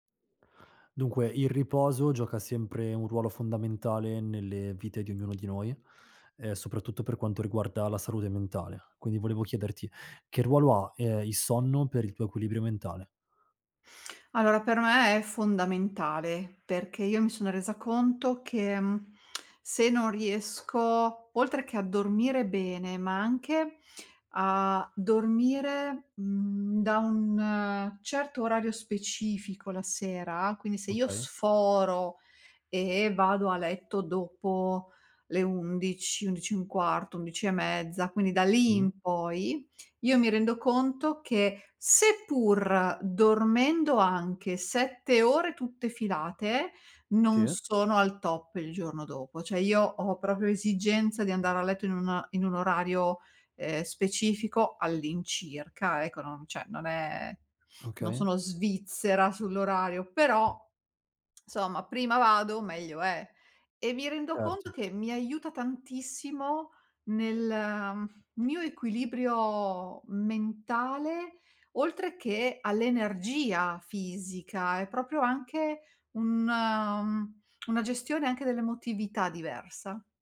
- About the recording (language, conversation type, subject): Italian, podcast, Che ruolo ha il sonno nel tuo equilibrio mentale?
- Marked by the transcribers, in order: inhale; other background noise; tongue click; drawn out: "mhmm"; tapping; "insomma" said as "'nsomma"